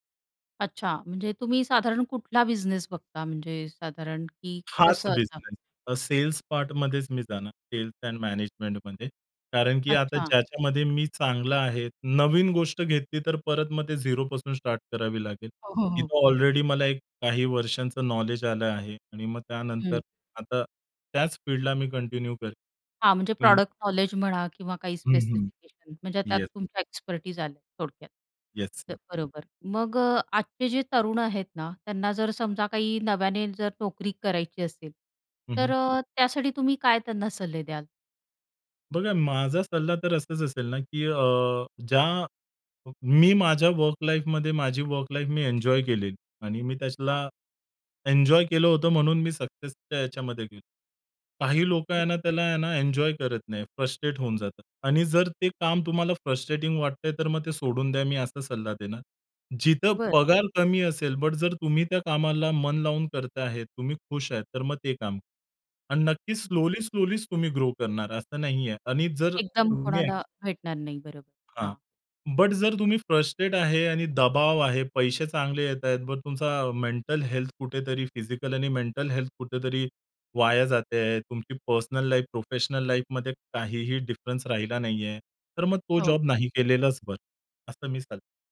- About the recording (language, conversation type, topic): Marathi, podcast, तुम्हाला तुमच्या पहिल्या नोकरीबद्दल काय आठवतं?
- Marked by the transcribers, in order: tapping; in English: "सेल्स एंड मॅनेजमेंटमध्ये"; in English: "कंटिन्यू"; in English: "प्रॉडक्ट"; in English: "एक्सपर्टाइज"; other noise; in English: "वर्क लाईफमध्ये"; in English: "वर्क लाईफ"; in English: "फ्रस्ट्रेट"; in English: "फ्रस्ट्रेटिंग"; in English: "फ्रस्ट्रेट"; in English: "पर्सनल लाईफ, प्रोफेशनल लाईफमध्ये"